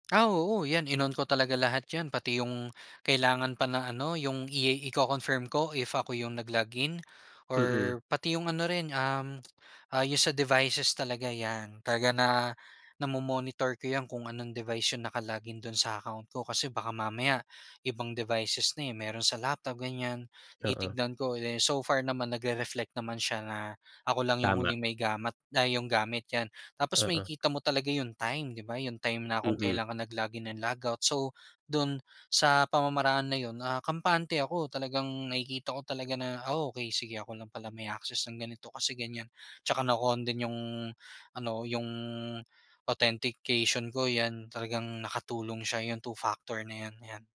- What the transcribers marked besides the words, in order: none
- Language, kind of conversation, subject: Filipino, podcast, Paano mo pinoprotektahan ang iyong pagkapribado sa mga platapormang panlipunan?